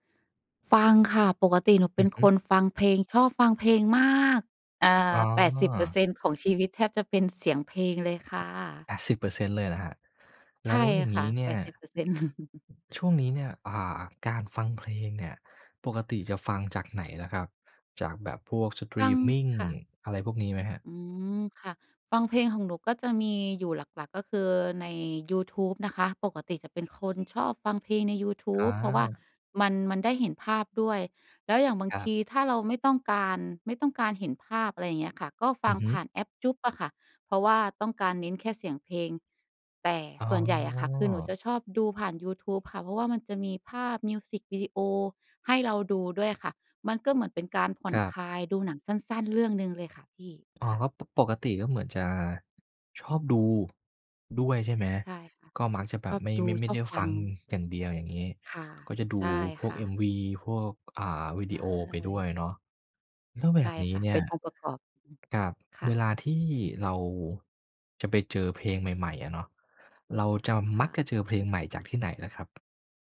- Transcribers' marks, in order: other background noise; chuckle; drawn out: "อ๋อ"; tapping
- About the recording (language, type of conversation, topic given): Thai, podcast, คุณมักค้นพบเพลงใหม่จากที่ไหนบ่อยสุด?